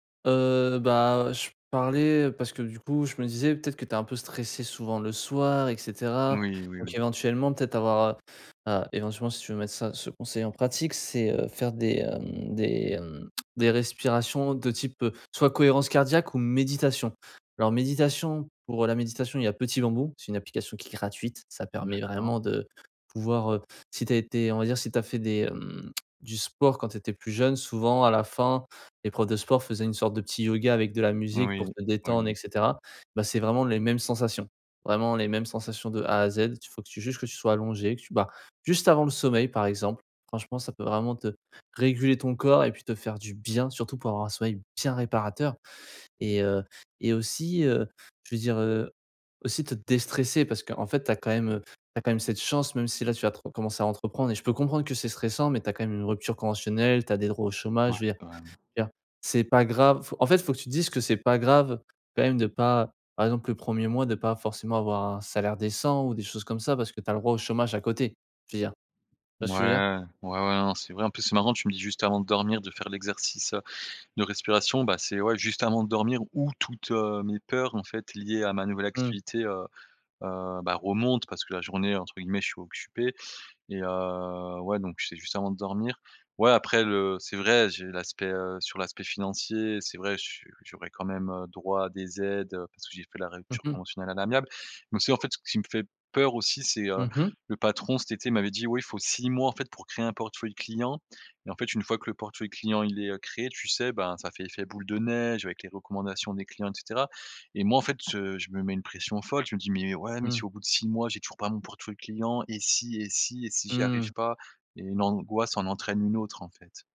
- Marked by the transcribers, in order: tapping; stressed: "bien"; other background noise
- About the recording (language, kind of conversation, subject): French, advice, Comment avancer malgré la peur de l’inconnu sans se laisser paralyser ?